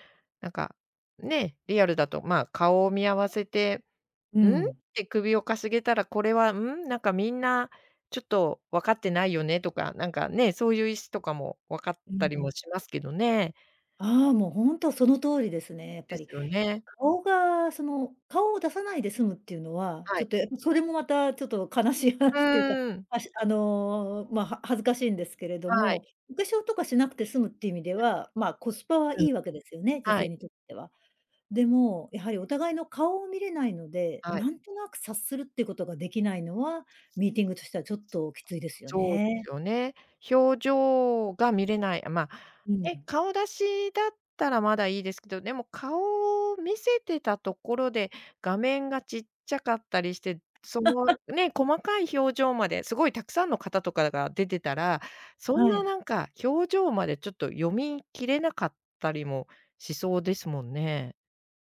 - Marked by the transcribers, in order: laughing while speaking: "悲しい話っていうか"; other background noise; tapping; laugh
- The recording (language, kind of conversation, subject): Japanese, podcast, リモートワークで一番困ったことは何でしたか？